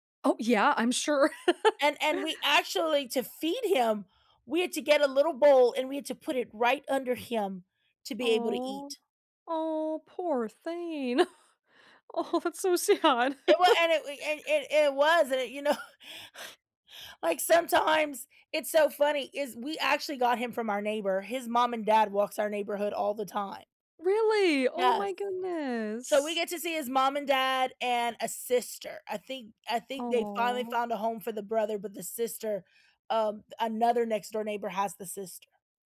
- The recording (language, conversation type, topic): English, unstructured, How are tech, training, and trust reshaping your everyday life and bond with your pet?
- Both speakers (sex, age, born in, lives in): female, 30-34, United States, United States; female, 40-44, United States, United States
- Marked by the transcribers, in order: laugh; chuckle; laughing while speaking: "Oh, that's so sad"; background speech; chuckle; laughing while speaking: "know"; breath; drawn out: "Aw"